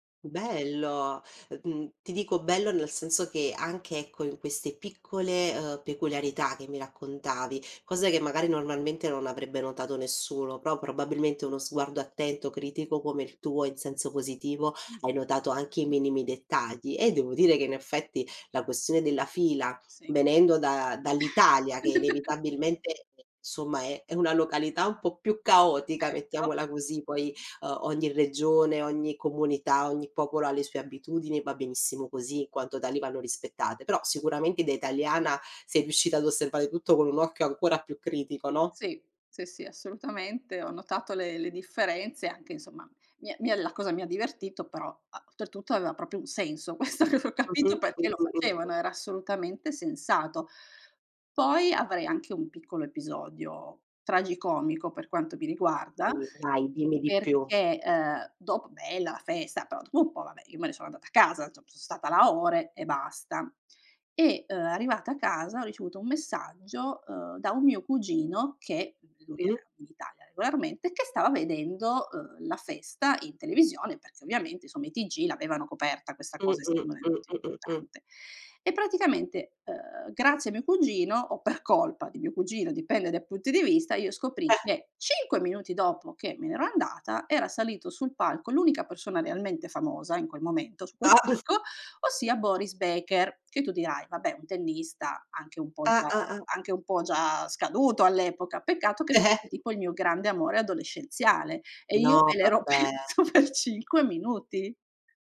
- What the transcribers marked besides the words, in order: other background noise; chuckle; "insomma" said as "nsomma"; "proprio" said as "propio"; laughing while speaking: "questo, io, l'ho capito"; "insomma" said as "nsomm"; laughing while speaking: "o per colpa"; laughing while speaking: "perso"
- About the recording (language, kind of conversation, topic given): Italian, podcast, Raccontami di una festa o di un festival locale a cui hai partecipato: che cos’era e com’è stata l’esperienza?
- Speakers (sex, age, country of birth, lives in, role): female, 30-34, Italy, Italy, host; female, 45-49, Italy, Italy, guest